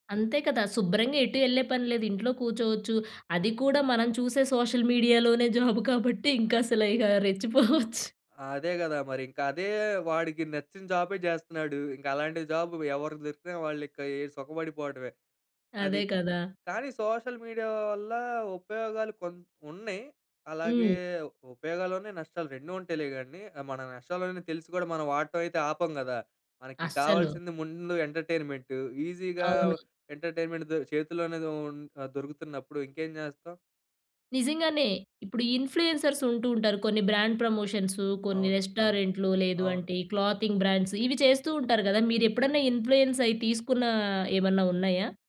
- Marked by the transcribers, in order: in English: "సోషల్ మీడియాలోనే"; laughing while speaking: "జాబు కాబట్టి ఇంకా అసలు ఇక రెచ్చిపోవచ్చు"; in English: "సోషల్ మీడియా"; in English: "ఎంటర్టైన్మెంట్ ఈజీగా ఎంటర్టైన్మెంట్"; in English: "ఇన్‌ప్లు‌యెన్సర్స్"; in English: "బ్రాండ్"; in English: "క్లాతింగ్ బ్రాండ్స్"; in English: "ఇన్‌ప్లు‌యెన్స్"
- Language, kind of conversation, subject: Telugu, podcast, సోషల్ మీడియా మీ వినోదపు రుచిని ఎలా ప్రభావితం చేసింది?